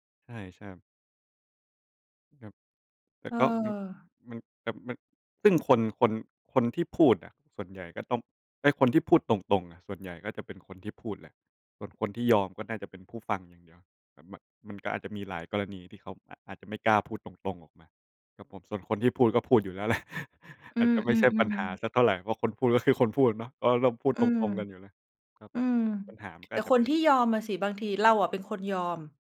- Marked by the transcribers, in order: laughing while speaking: "แหละ"; chuckle; other background noise
- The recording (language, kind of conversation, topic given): Thai, unstructured, คุณคิดว่าการพูดความจริงแม้จะทำร้ายคนอื่นสำคัญไหม?